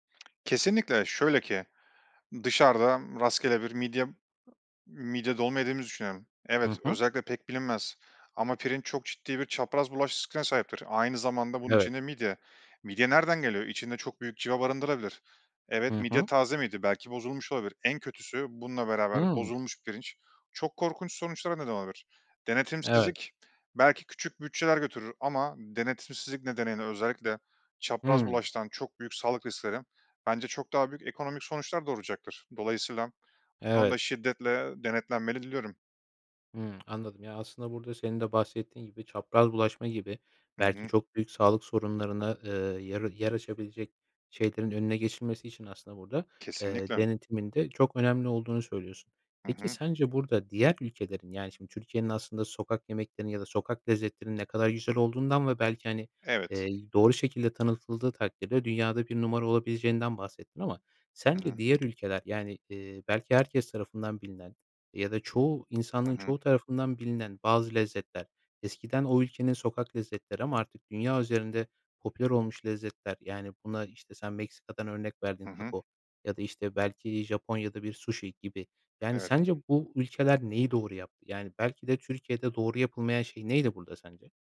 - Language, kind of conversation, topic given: Turkish, podcast, Sokak yemekleri bir ülkeye ne katar, bu konuda ne düşünüyorsun?
- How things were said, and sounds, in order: other background noise; tapping; in Spanish: "taco"; in Japanese: "sushi"